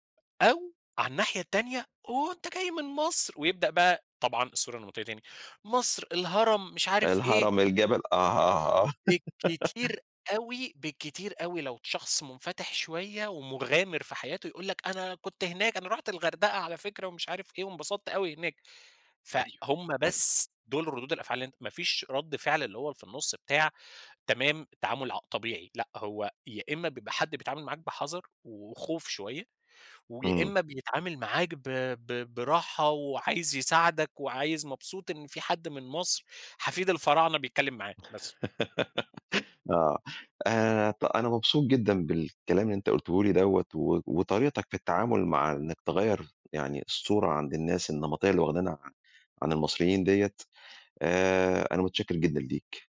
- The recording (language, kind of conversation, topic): Arabic, podcast, إزاي بتتعاملوا مع الصور النمطية عن ناس من ثقافتكم؟
- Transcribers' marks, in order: put-on voice: "هو أنت جاي من مصر!"; laugh; laugh